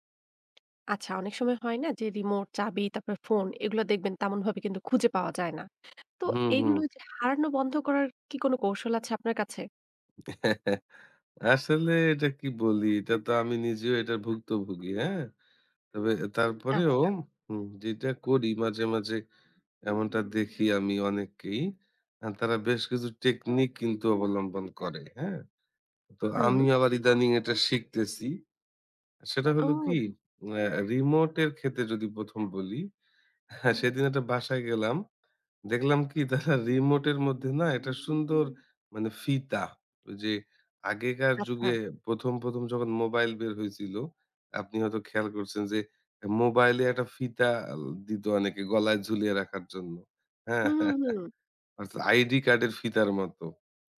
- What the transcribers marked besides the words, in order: tapping; other background noise; chuckle; chuckle; laughing while speaking: "রিমোটের"; chuckle
- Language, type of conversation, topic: Bengali, podcast, রিমোট, চাবি আর ফোন বারবার হারানো বন্ধ করতে কী কী কার্যকর কৌশল মেনে চলা উচিত?